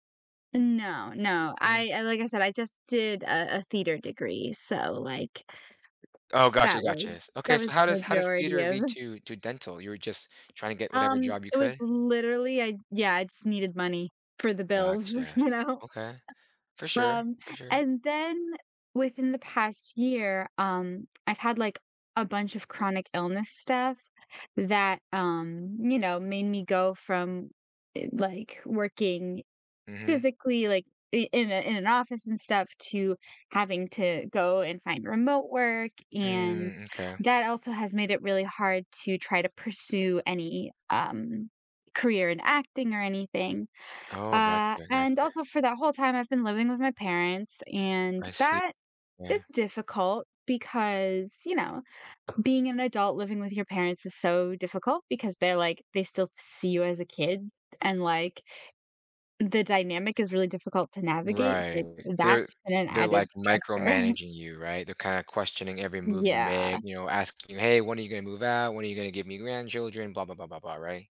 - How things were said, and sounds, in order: other background noise; laughing while speaking: "you know?"; laughing while speaking: "stressor"
- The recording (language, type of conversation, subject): English, advice, How can I make progress when I feel stuck?